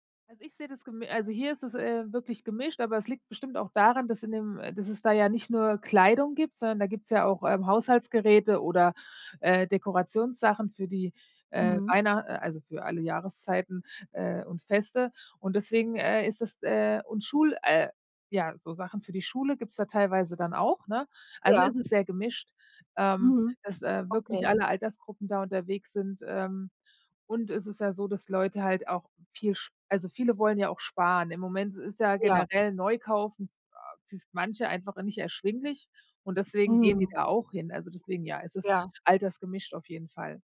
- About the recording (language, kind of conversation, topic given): German, podcast, Wie stehst du zu Secondhand-Mode?
- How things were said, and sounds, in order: other noise